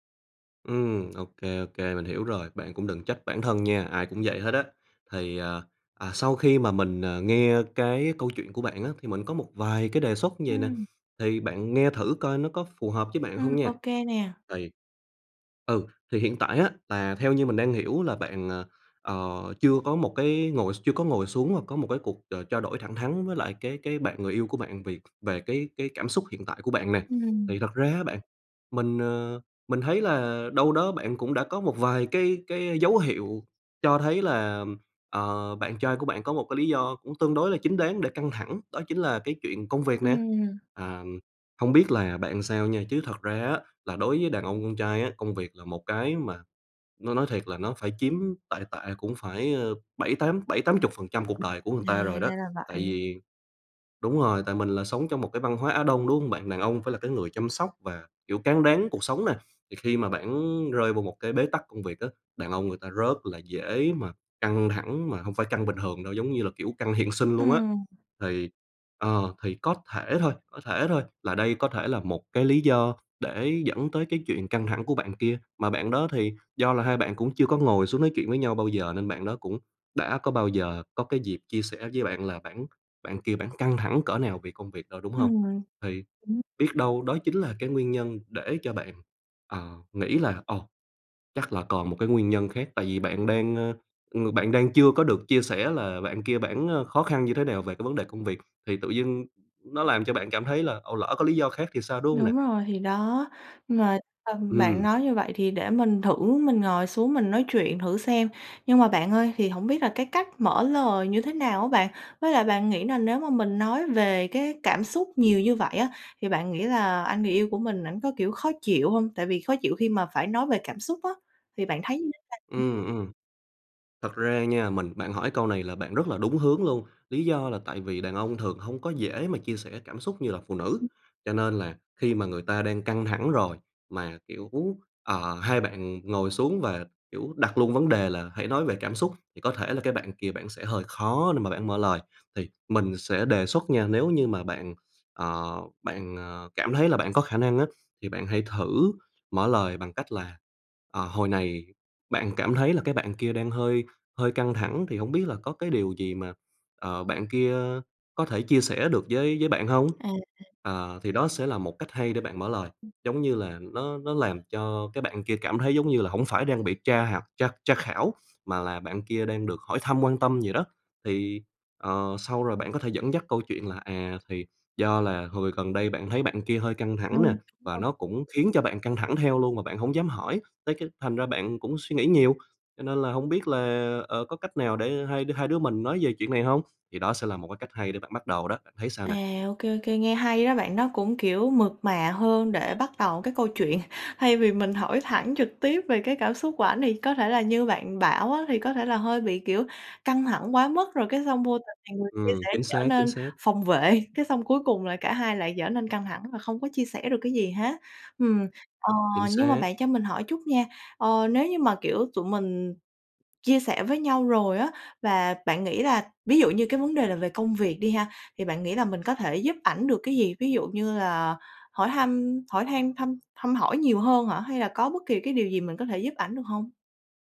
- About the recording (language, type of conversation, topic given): Vietnamese, advice, Tôi cảm thấy xa cách và không còn gần gũi với người yêu, tôi nên làm gì?
- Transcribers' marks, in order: "làm" said as "ừn"; other background noise; tapping; horn; laugh